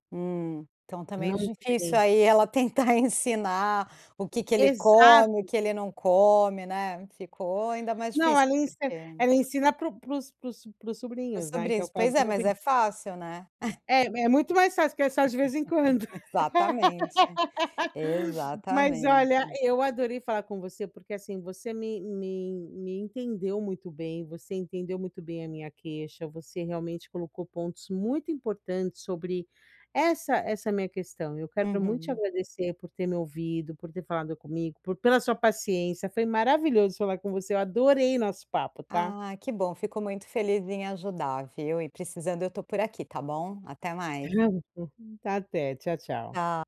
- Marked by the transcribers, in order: tapping; chuckle; other background noise; chuckle; laugh; sniff; chuckle
- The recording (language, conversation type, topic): Portuguese, advice, Como posso manter a calma ao receber críticas?
- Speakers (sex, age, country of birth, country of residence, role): female, 40-44, Brazil, United States, user; female, 45-49, Brazil, United States, advisor